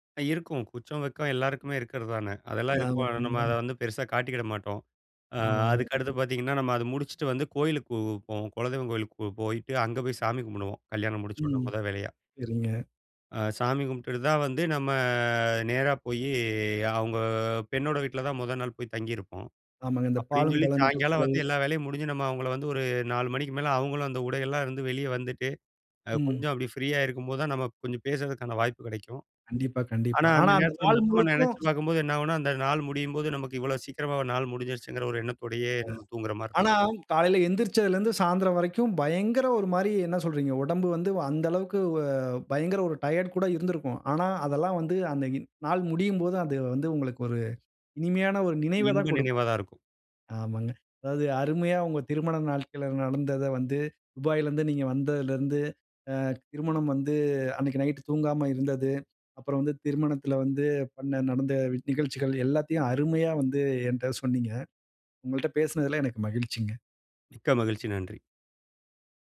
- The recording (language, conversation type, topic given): Tamil, podcast, உங்கள் திருமண நாளின் நினைவுகளை சுருக்கமாக சொல்ல முடியுமா?
- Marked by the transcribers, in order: other noise; unintelligible speech; other background noise; unintelligible speech; drawn out: "நம்ம"; drawn out: "போயி அவுங்க"; "உடைகள்லலாம்" said as "உடைகல்லாம்"; drawn out: "வ"; drawn out: "வந்து"